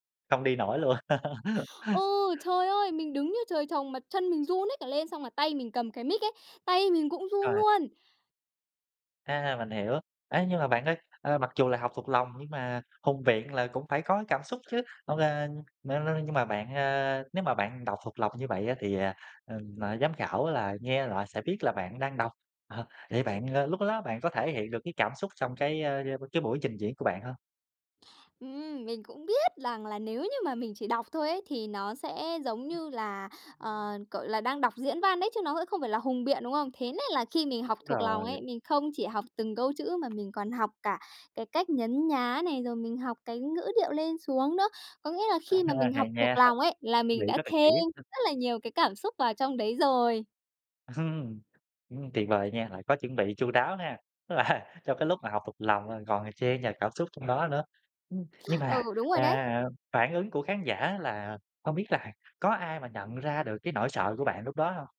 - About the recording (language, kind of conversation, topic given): Vietnamese, podcast, Bạn đã vượt qua nỗi sợ lớn nhất của mình như thế nào?
- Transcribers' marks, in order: laugh; tapping; laughing while speaking: "nha!"; laugh; chuckle; other background noise; laughing while speaking: "Tức là"